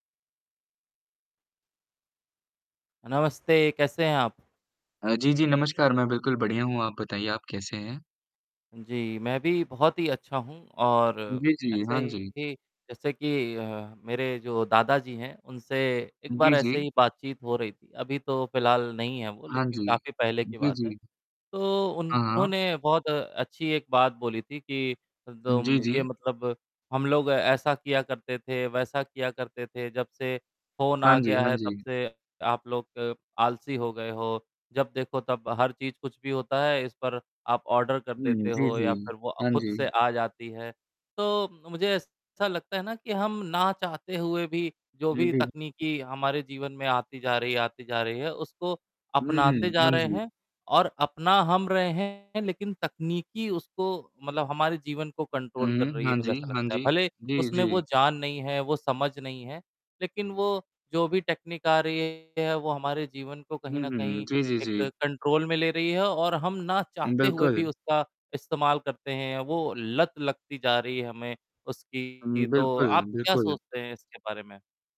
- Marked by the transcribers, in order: static; distorted speech; in English: "ऑर्डर"; in English: "कंट्रोल"; in English: "टेक्नीक"; in English: "कंट्रोल"
- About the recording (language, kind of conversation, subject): Hindi, unstructured, क्या आपको लगता है कि तकनीक हमारे जीवन को नियंत्रित कर रही है?